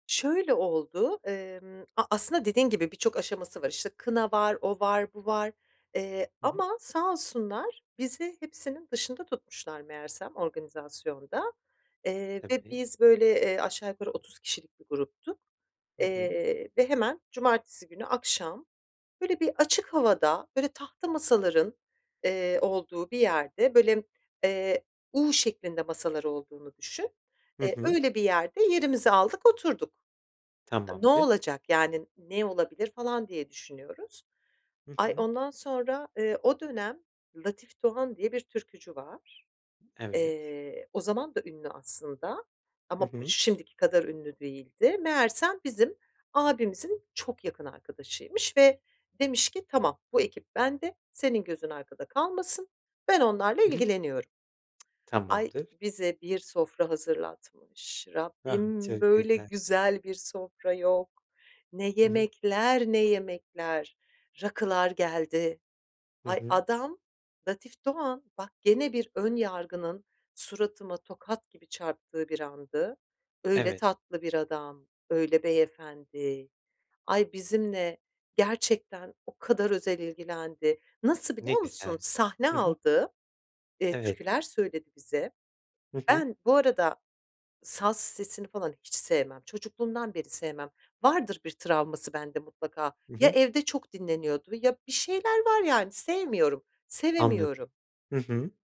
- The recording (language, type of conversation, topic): Turkish, advice, Samimi olmadığım sosyal etkinliklere arkadaş baskısıyla gitmek zorunda kalınca ne yapmalıyım?
- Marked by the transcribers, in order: tapping; tsk